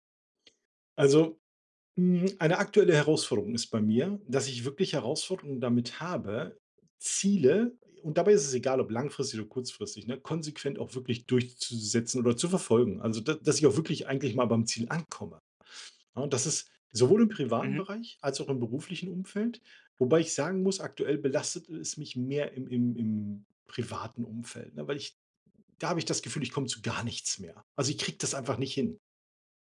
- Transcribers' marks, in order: other background noise; stressed: "habe, Ziele"; stressed: "gar"
- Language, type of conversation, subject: German, advice, Warum fällt es dir schwer, langfristige Ziele konsequent zu verfolgen?
- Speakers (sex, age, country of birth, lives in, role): male, 25-29, Germany, Germany, advisor; male, 45-49, Germany, Germany, user